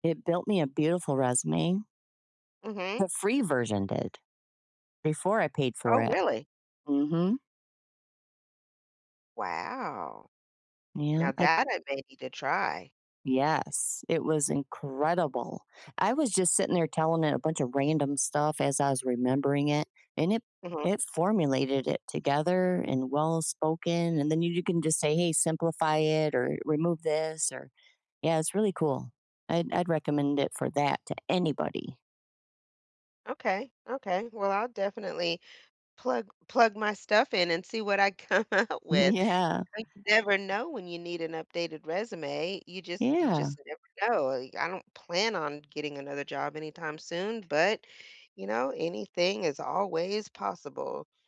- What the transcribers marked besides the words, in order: laughing while speaking: "come out"; laughing while speaking: "Yeah"
- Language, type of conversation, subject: English, unstructured, How can I notice how money quietly influences my daily choices?